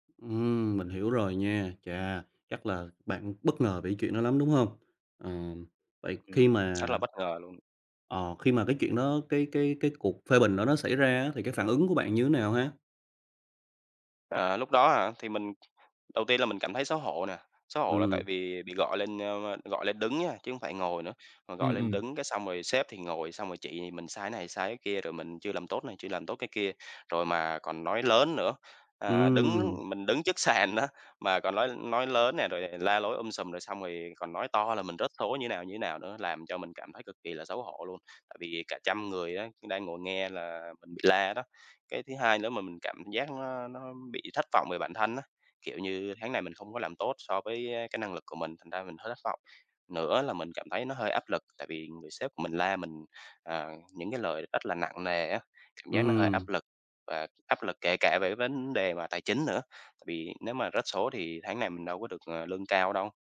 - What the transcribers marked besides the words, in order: other background noise; laughing while speaking: "sàn á"; tapping
- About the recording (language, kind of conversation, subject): Vietnamese, advice, Mình nên làm gì khi bị sếp chỉ trích công việc trước mặt đồng nghiệp khiến mình xấu hổ và bối rối?